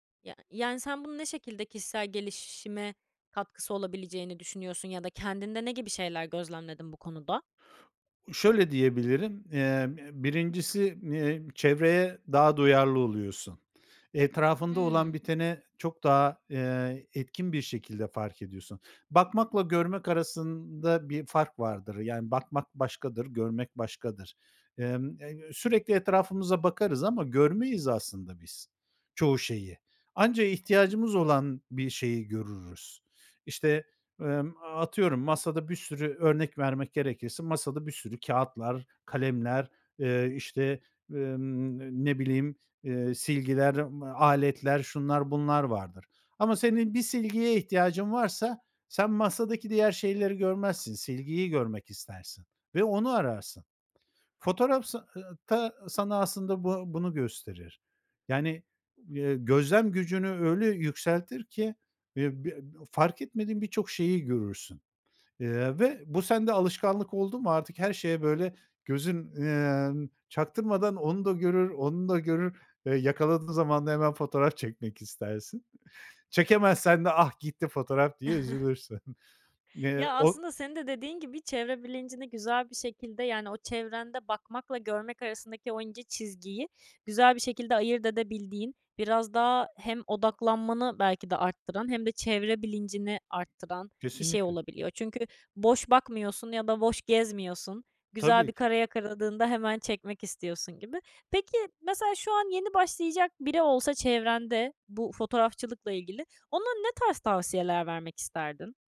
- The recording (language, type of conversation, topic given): Turkish, podcast, Bir hobinin hayatını nasıl değiştirdiğini anlatır mısın?
- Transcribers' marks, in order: other background noise; chuckle; laughing while speaking: "üzülürsün"